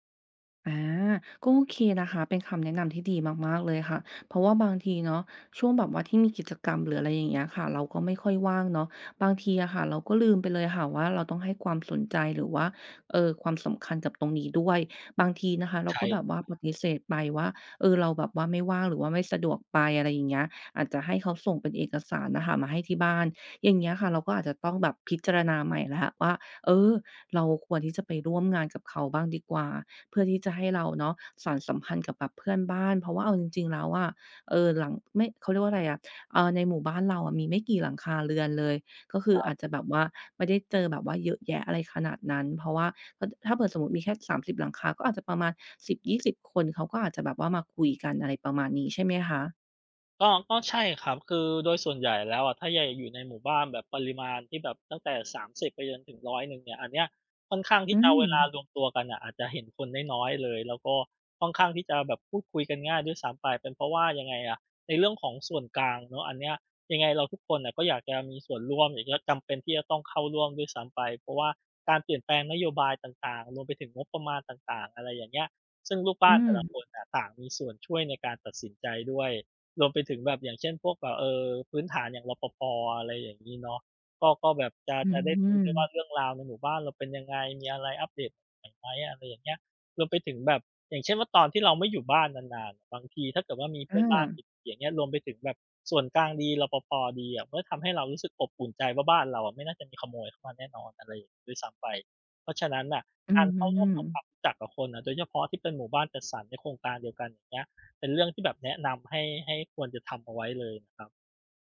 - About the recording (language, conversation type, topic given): Thai, advice, ย้ายบ้านไปพื้นที่ใหม่แล้วรู้สึกเหงาและไม่คุ้นเคย ควรทำอย่างไรดี?
- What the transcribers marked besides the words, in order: other background noise; tapping; "เกิด" said as "เผิด"